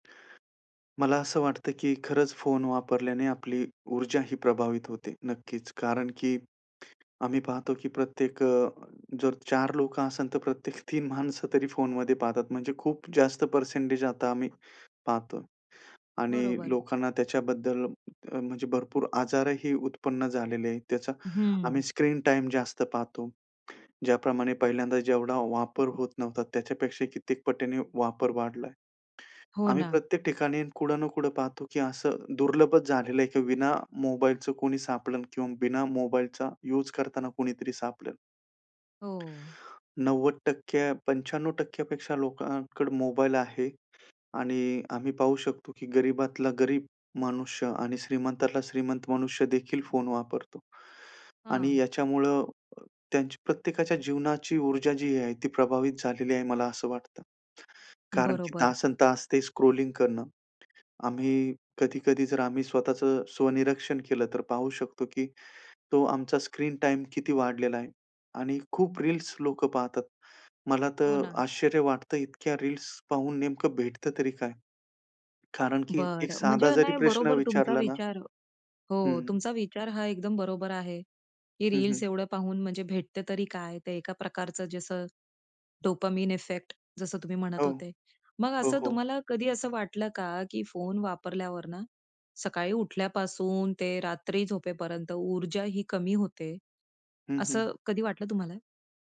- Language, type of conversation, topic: Marathi, podcast, फोनचा वापर तुमच्या ऊर्जेवर कसा परिणाम करतो, असं तुम्हाला वाटतं?
- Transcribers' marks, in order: laughing while speaking: "प्रत्येक तीन माणसं तरी फोनमध्ये पाहतात"; in English: "पर्सेंटेज"; tapping; in English: "स्क्रॉलिंग"; in English: "डोपामाइन इफेक्ट"